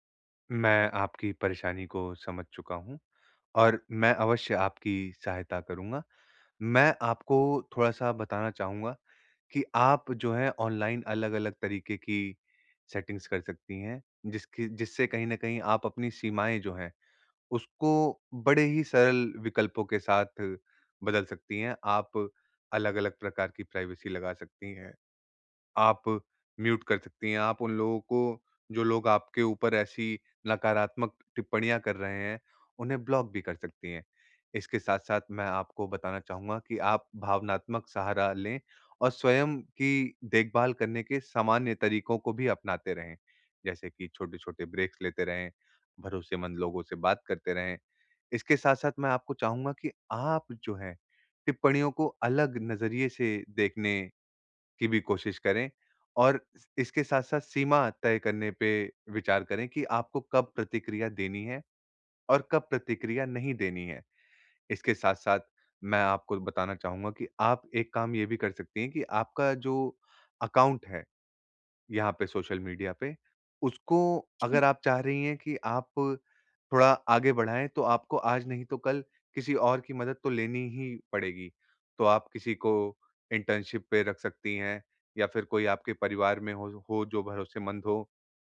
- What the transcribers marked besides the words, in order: in English: "सेटिंग्स"; in English: "प्राइवेसी"; in English: "म्यूट"; in English: "ब्रेक्स"; in English: "अकाउंट"; in English: "इंटर्नशिप"
- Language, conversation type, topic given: Hindi, advice, सोशल मीडिया पर अनजान लोगों की नकारात्मक टिप्पणियों से मैं परेशान क्यों हो जाता/जाती हूँ?